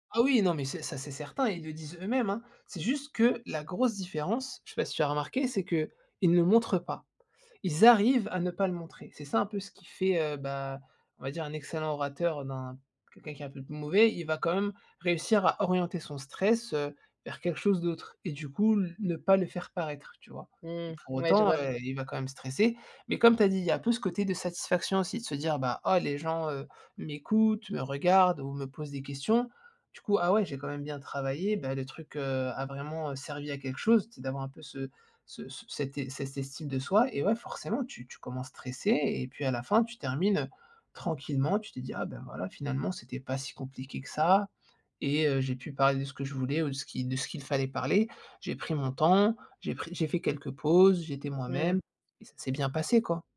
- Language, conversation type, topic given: French, podcast, Quelles astuces pour parler en public sans stress ?
- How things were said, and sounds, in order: tapping